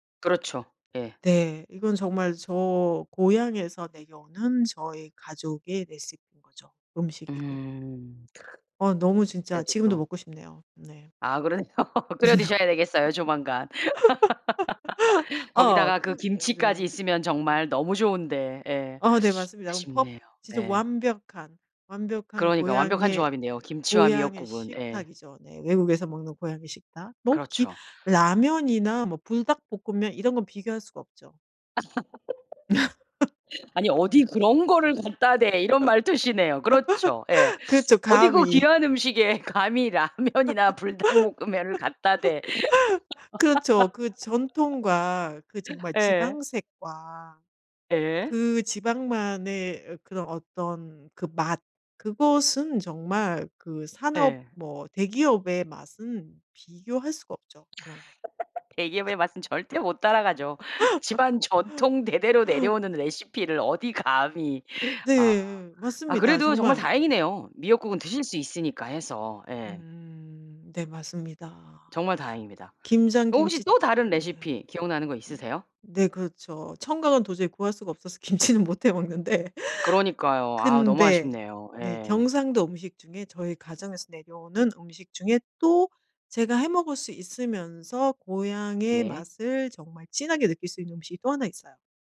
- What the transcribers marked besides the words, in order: other noise; laughing while speaking: "그래요?"; other background noise; laugh; laugh; laugh; laugh; laughing while speaking: "감히 라면이나 불닭볶음면을 갖다 대"; laugh; laugh; laugh; laughing while speaking: "감치는 못 해 먹는데"
- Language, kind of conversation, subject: Korean, podcast, 가족에게서 대대로 전해 내려온 음식이나 조리법이 있으신가요?
- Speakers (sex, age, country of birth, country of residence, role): female, 45-49, South Korea, United States, host; female, 50-54, South Korea, Germany, guest